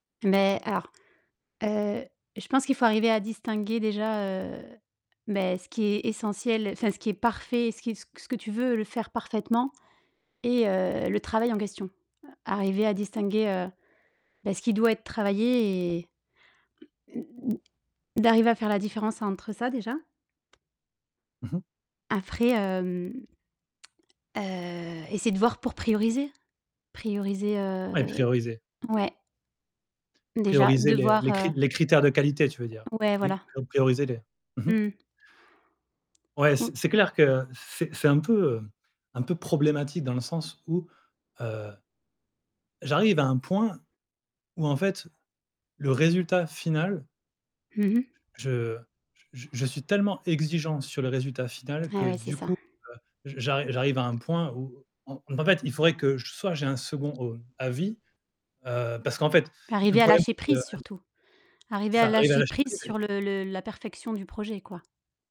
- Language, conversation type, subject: French, advice, Comment puis-je gérer mon perfectionnisme et mes attentes irréalistes qui me conduisent à l’épuisement ?
- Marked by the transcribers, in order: distorted speech; stressed: "parfait"; other noise; tapping; static